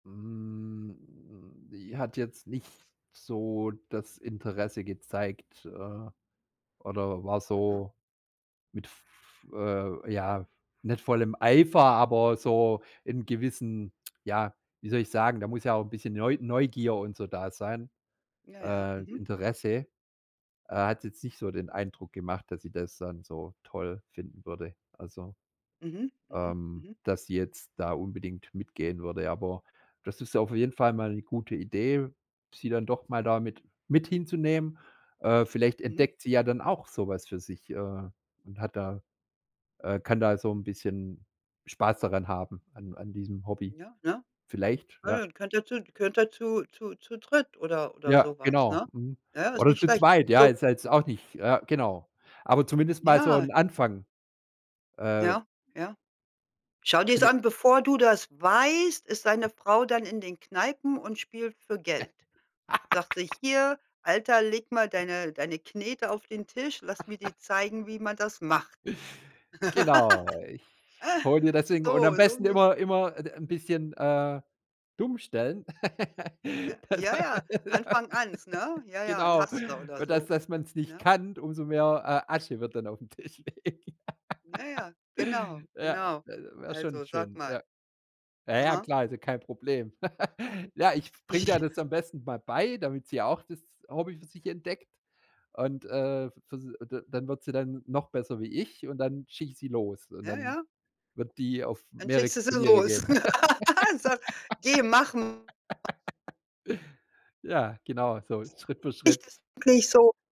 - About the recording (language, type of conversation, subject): German, podcast, Was ist das Schönste daran, ein altes Hobby neu zu entdecken?
- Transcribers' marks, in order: drawn out: "Hm"; tapping; laugh; other background noise; laugh; giggle; laugh; in English: "Hustler"; laughing while speaking: "Tisch liegen"; laugh; chuckle; other noise; laugh; laugh